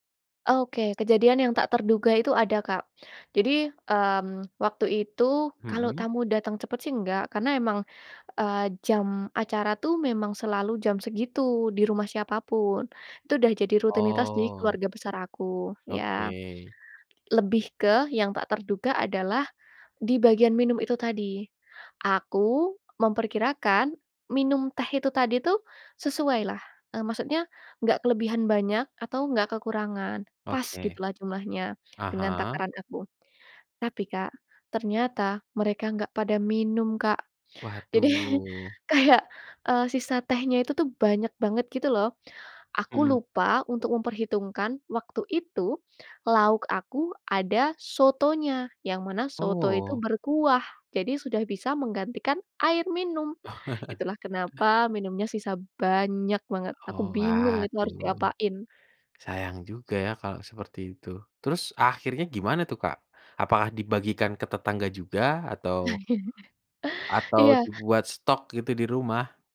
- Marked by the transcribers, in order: laughing while speaking: "Jadi"; chuckle; other background noise; chuckle
- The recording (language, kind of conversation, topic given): Indonesian, podcast, Bagaimana pengalamanmu memasak untuk keluarga besar, dan bagaimana kamu mengatur semuanya?